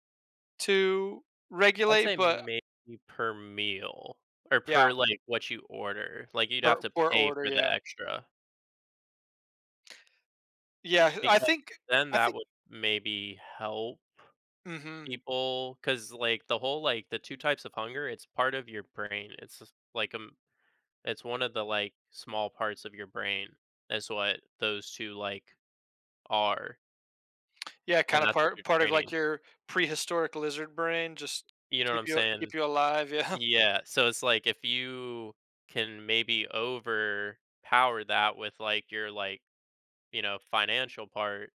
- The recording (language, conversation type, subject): English, unstructured, Do restaurants usually serve oversized portions?
- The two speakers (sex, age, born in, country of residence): male, 30-34, United States, United States; male, 30-34, United States, United States
- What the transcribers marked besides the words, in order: tapping; laughing while speaking: "yeah"